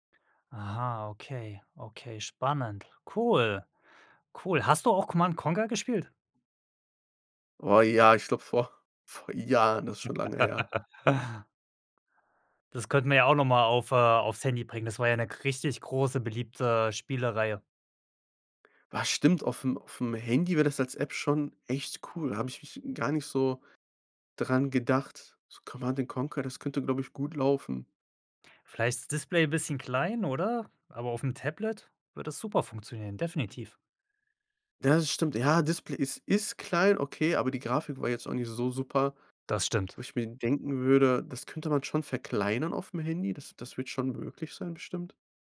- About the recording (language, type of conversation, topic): German, podcast, Welche Apps erleichtern dir wirklich den Alltag?
- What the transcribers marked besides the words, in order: laughing while speaking: "vor"; laugh